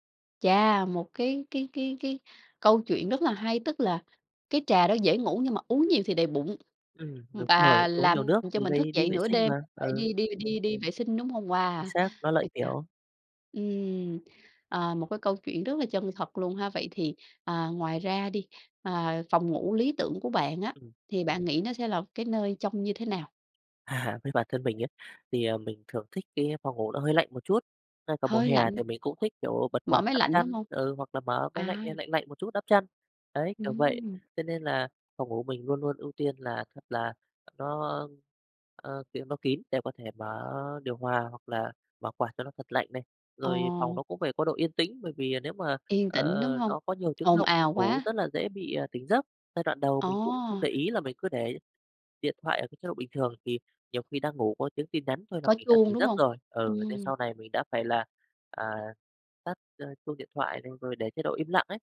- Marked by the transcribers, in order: tapping; unintelligible speech; other background noise; unintelligible speech
- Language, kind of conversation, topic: Vietnamese, podcast, Bạn làm gì để ngủ ngon hơn vào buổi tối?